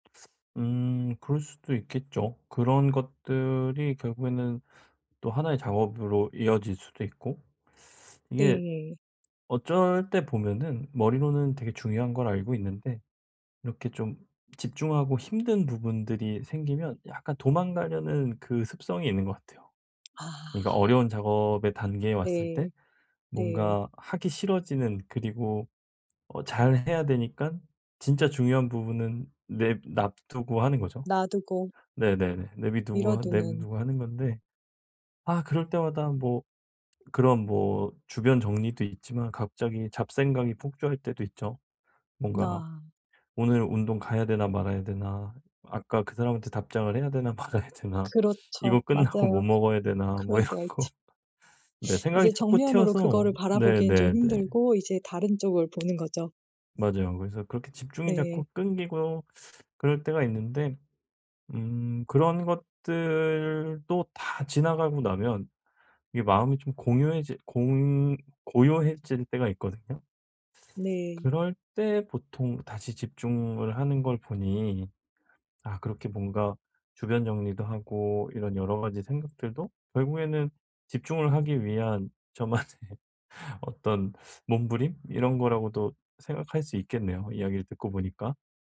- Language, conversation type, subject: Korean, advice, 작업 중 자꾸 산만해져서 집중이 안 되는데, 집중해서 일할 수 있는 방법이 있을까요?
- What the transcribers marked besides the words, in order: teeth sucking; other background noise; laughing while speaking: "말아야 되나"; laughing while speaking: "끝나고"; laughing while speaking: "이런 거"; tapping; teeth sucking; teeth sucking; laughing while speaking: "저만의"; teeth sucking